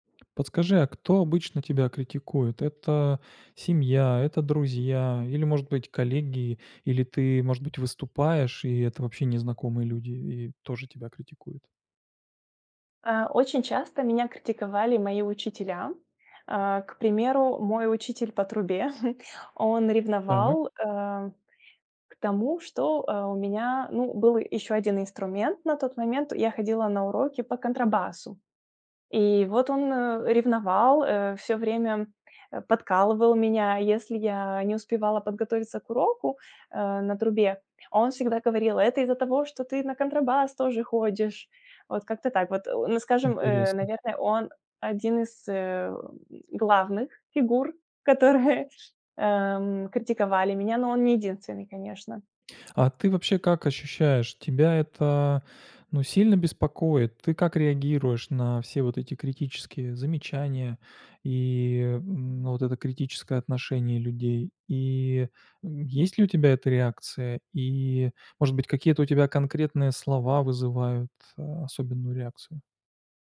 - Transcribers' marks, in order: tapping; chuckle; put-on voice: "Это из-за того, что ты на контрабас тоже ходишь"
- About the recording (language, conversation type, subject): Russian, advice, Как вы справляетесь со страхом критики вашего творчества или хобби?